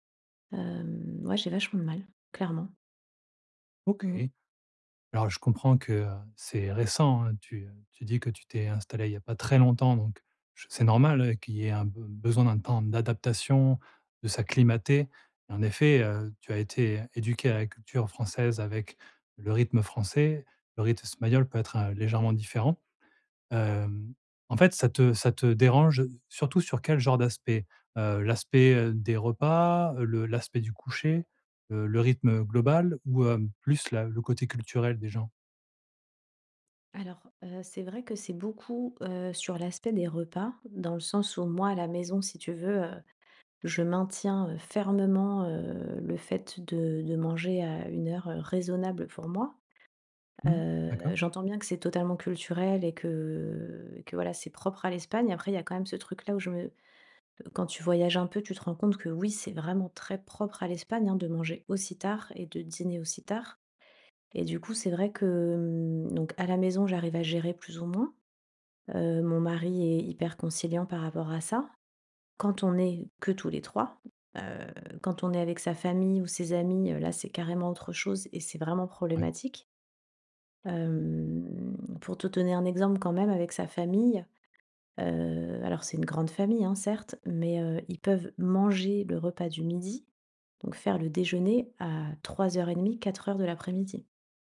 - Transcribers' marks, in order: drawn out: "Hem"
- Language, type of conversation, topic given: French, advice, Comment gères-tu le choc culturel face à des habitudes et à des règles sociales différentes ?